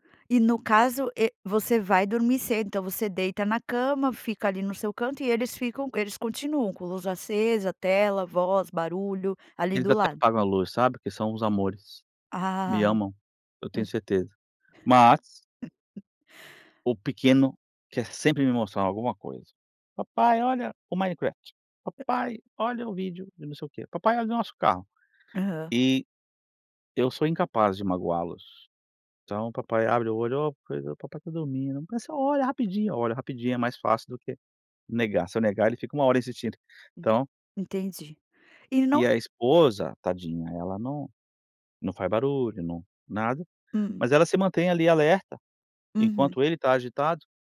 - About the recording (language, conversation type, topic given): Portuguese, advice, Como o uso de eletrônicos à noite impede você de adormecer?
- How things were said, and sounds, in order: unintelligible speech; laugh; put-on voice: "Papai olha o Minecraft, papai … o nosso carro"; other noise; tapping